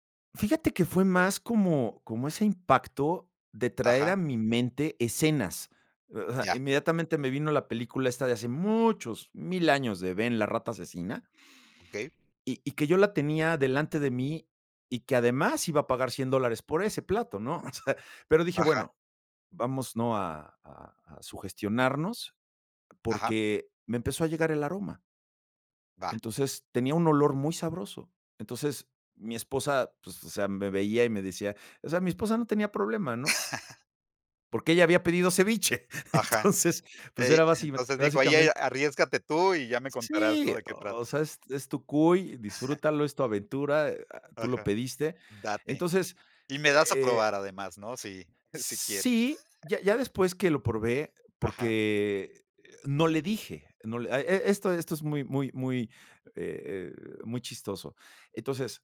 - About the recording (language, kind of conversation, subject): Spanish, podcast, ¿Qué comida probaste durante un viaje que más te sorprendió?
- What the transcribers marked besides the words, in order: chuckle; chuckle; laugh; giggle; chuckle